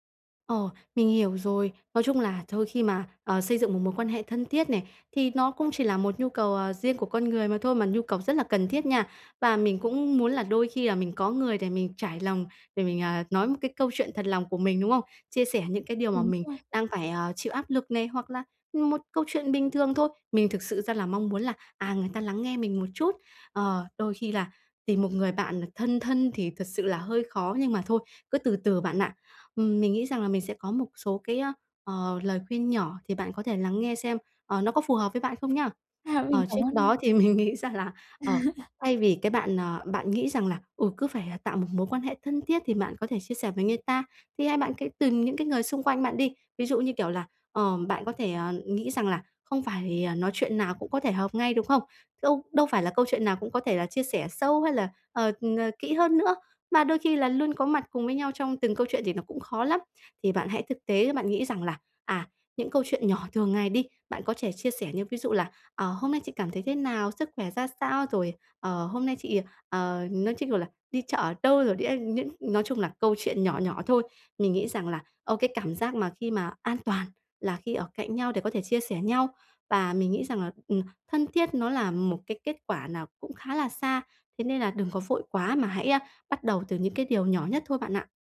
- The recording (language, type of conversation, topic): Vietnamese, advice, Mình nên làm gì khi thấy khó kết nối với bạn bè?
- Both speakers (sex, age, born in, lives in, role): female, 35-39, Vietnam, Vietnam, user; female, 50-54, Vietnam, Vietnam, advisor
- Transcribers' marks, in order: laughing while speaking: "mình nghĩ rằng là"; laugh; "thể" said as "chể"; tapping